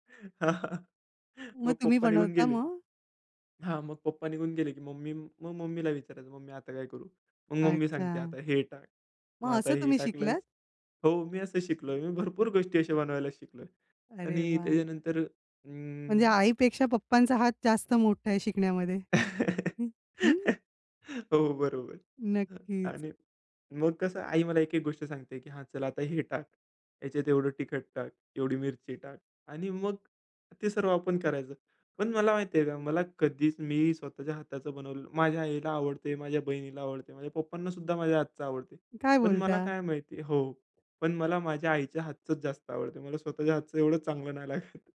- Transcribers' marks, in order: chuckle; other background noise; tapping; laugh; laughing while speaking: "हो, बरोबर"; laughing while speaking: "लागत"
- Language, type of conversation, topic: Marathi, podcast, कोणत्या वासाने तुला लगेच घर आठवतं?